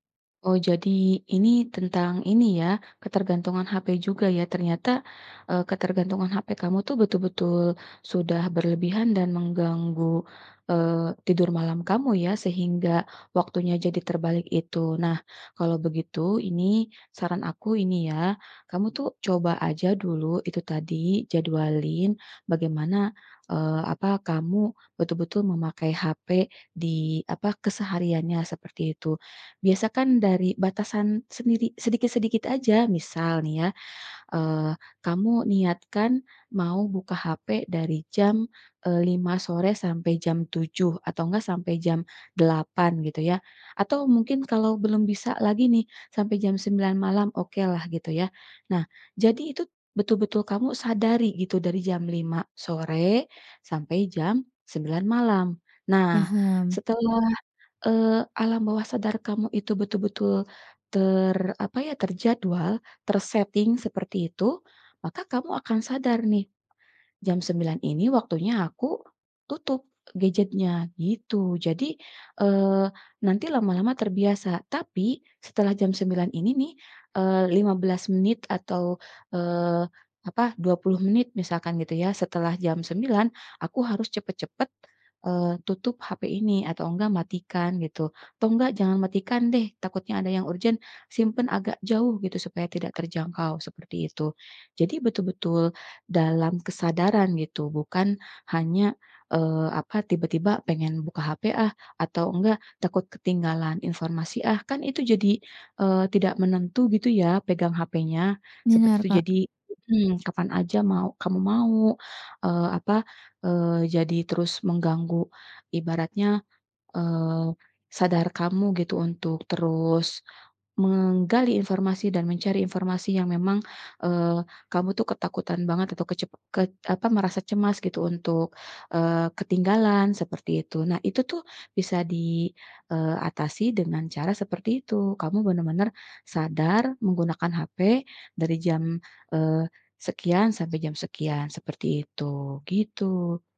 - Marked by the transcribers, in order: other background noise
- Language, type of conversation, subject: Indonesian, advice, Apakah tidur siang yang terlalu lama membuat Anda sulit tidur pada malam hari?